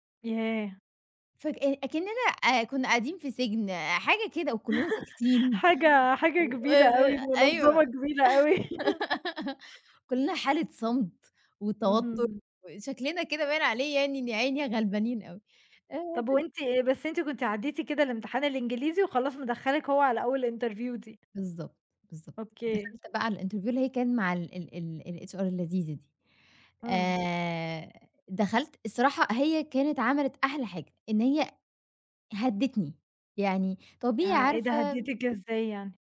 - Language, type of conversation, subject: Arabic, podcast, إيه نصيحتك لحد بيدوّر على أول وظيفة؟
- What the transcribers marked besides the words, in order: laugh; laughing while speaking: "منظمة كبيرة أوي"; laugh; other background noise; in English: "interview"; in English: "ال interview"; in English: "الHR"